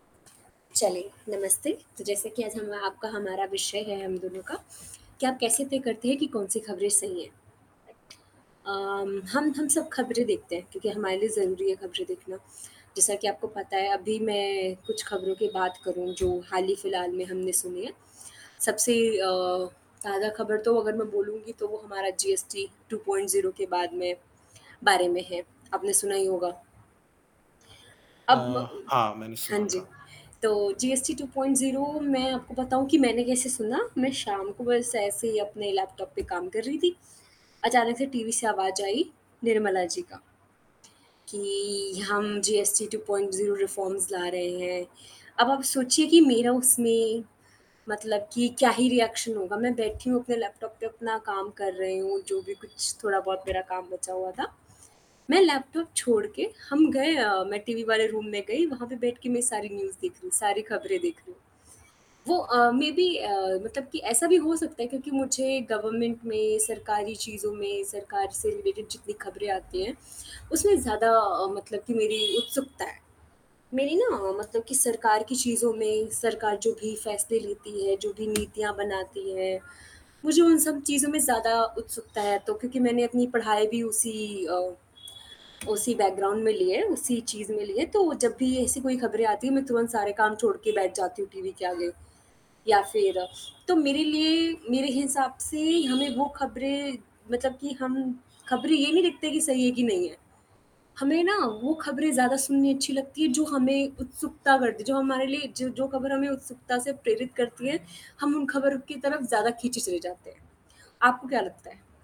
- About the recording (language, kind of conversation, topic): Hindi, unstructured, आप कैसे तय करते हैं कि कौन-सी खबरें सही हैं?
- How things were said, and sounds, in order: static; other background noise; horn; in English: "टू पॉइंट ज़ीरो"; in English: "टू पॉइंट ज़ीरो"; in English: "टू पॉइंट ज़ीरो रिफॉर्म्स"; in English: "रिएक्शन"; in English: "रूम"; in English: "न्यूज़"; in English: "मेबी"; in English: "गवर्नमेंट"; in English: "रिलेटेड"; tapping; in English: "बैकग्राउंड"